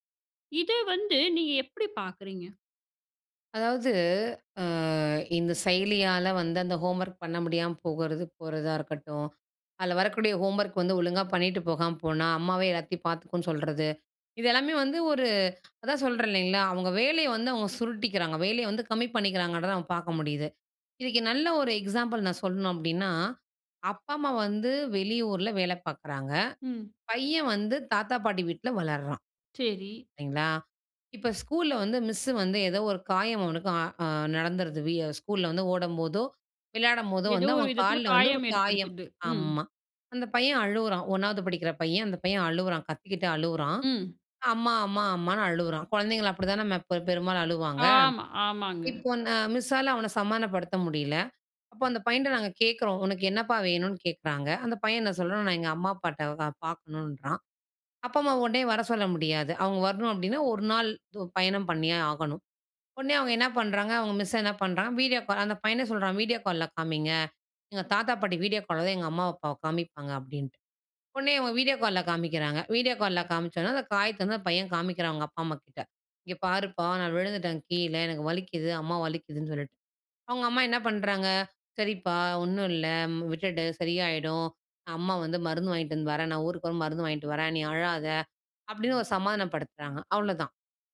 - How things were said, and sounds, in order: drawn out: "ஆ"; in English: "ஹோம்வர்க்"; in English: "ஹோம்வர்க்"; in English: "எக்ஸாம்பிள்"; in English: "மிஸ்ஸு"; other noise; in English: "மிஸ்ஸால"; in English: "மிஸ்"; in English: "வீடியோ கால்"; in English: "வீடியோ கால்ல"; in English: "வீடியோ கால்"; in English: "வீடியோ கால்ல"; in English: "வீடியோ கால்ல"; "வரும்போது" said as "வரும்"
- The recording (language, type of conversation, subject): Tamil, podcast, இணையமும் சமூக ஊடகங்களும் குடும்ப உறவுகளில் தலைமுறைகளுக்கிடையேயான தூரத்தை எப்படிக் குறைத்தன?
- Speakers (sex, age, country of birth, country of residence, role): female, 35-39, India, India, guest; female, 35-39, India, India, host